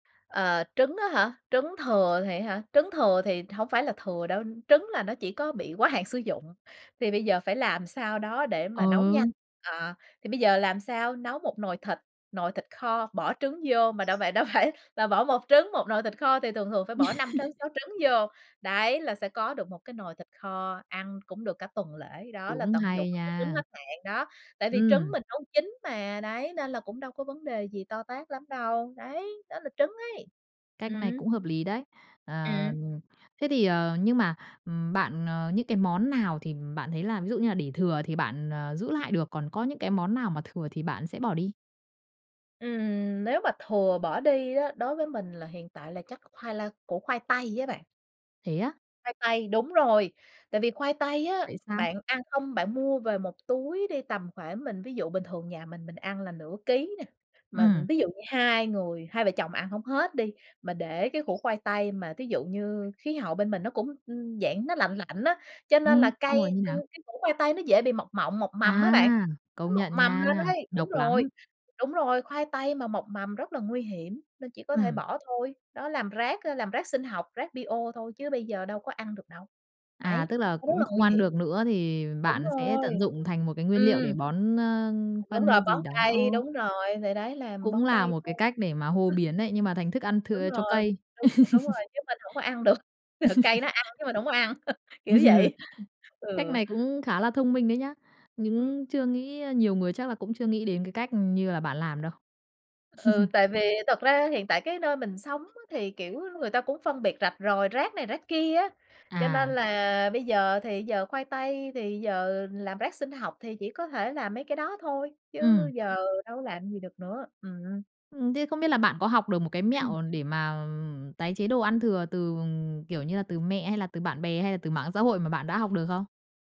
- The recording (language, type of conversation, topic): Vietnamese, podcast, Làm sao để biến thức ăn thừa thành món mới ngon?
- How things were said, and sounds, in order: other background noise; laughing while speaking: "phải"; laugh; tapping; in English: "bio"; laugh; laugh; laughing while speaking: "được"; laugh; chuckle; laughing while speaking: "Ừ"; chuckle; laugh; throat clearing